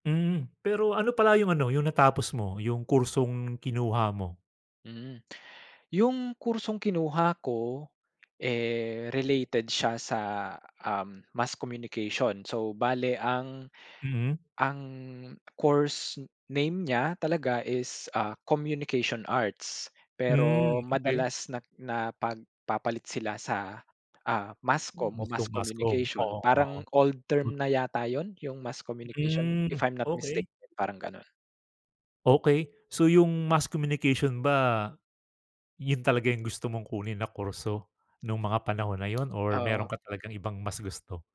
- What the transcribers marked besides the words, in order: gasp; gasp; drawn out: "Mm"; drawn out: "ba"
- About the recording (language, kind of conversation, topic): Filipino, podcast, Ano ang ginampanang papel ng pamilya mo sa edukasyon mo?